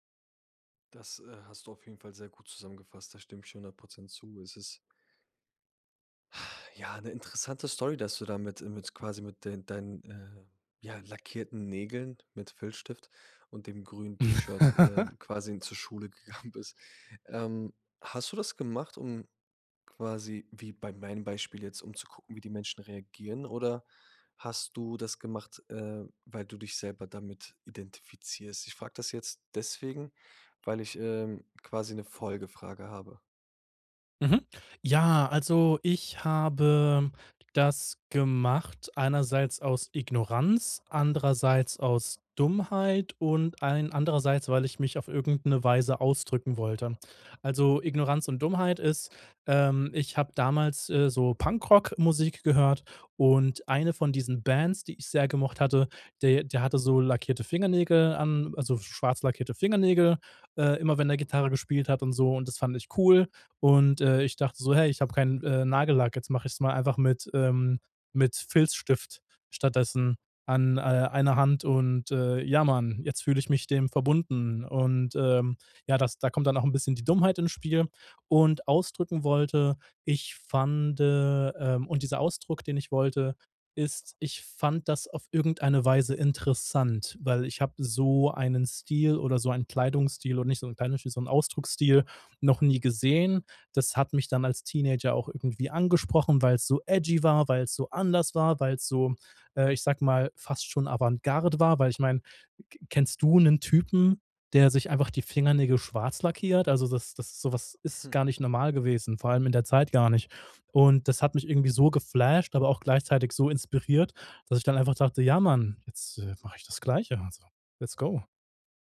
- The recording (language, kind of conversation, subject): German, podcast, Hast du eine lustige oder peinliche Konzertanekdote aus deinem Leben?
- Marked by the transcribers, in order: exhale; laugh; laughing while speaking: "gegangen"; in English: "edgy"; chuckle